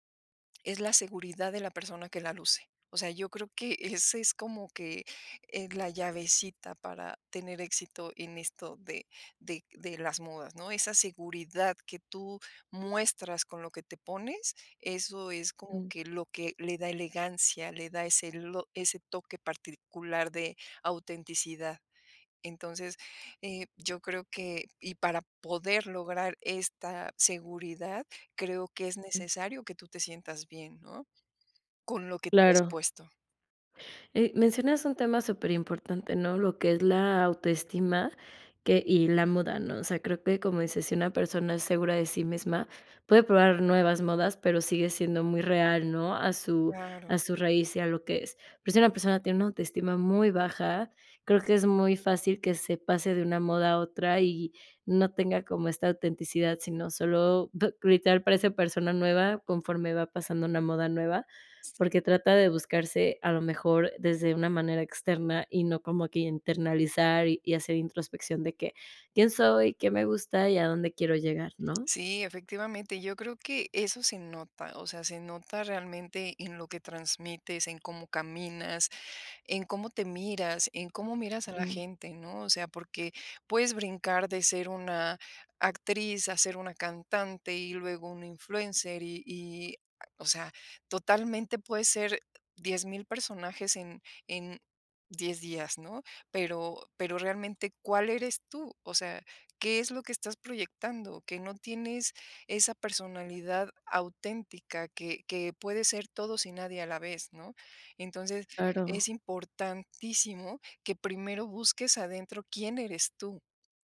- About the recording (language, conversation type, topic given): Spanish, podcast, ¿Cómo te adaptas a las modas sin perderte?
- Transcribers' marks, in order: other background noise; laughing while speaking: "que ese"; other noise